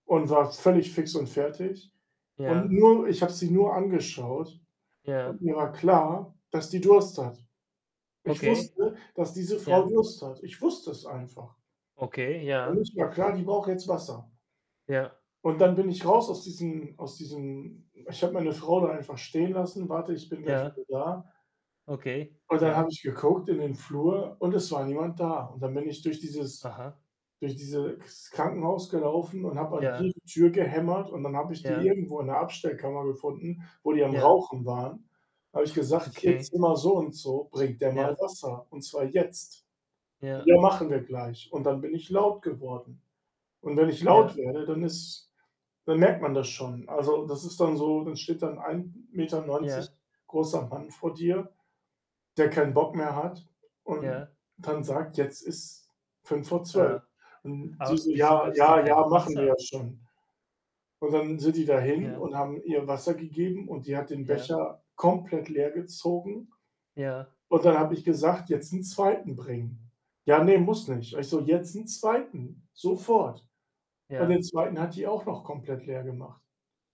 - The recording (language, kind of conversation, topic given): German, unstructured, Wie hat ein Verlust in deinem Leben deine Sichtweise verändert?
- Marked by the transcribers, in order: static; other background noise; background speech; distorted speech; laughing while speaking: "Okay"